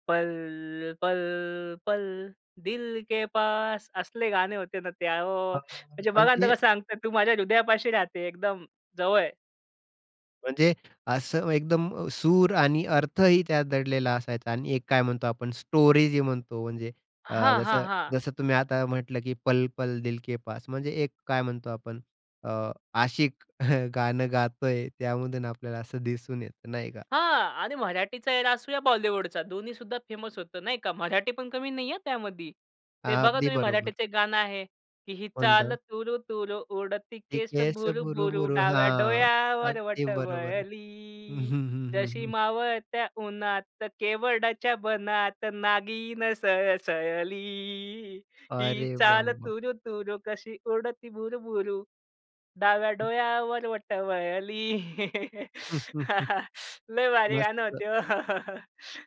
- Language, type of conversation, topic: Marathi, podcast, तुमच्या आयुष्यात वारंवार ऐकली जाणारी जुनी गाणी कोणती आहेत?
- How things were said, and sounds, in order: singing: "पल, पल, पल, दिल के पास"; in English: "स्टोरी"; chuckle; in English: "एरा"; in English: "फेमस"; singing: "ही चाल तूरु तूरु, उडती … डोळ्यावर बट वळली"; laugh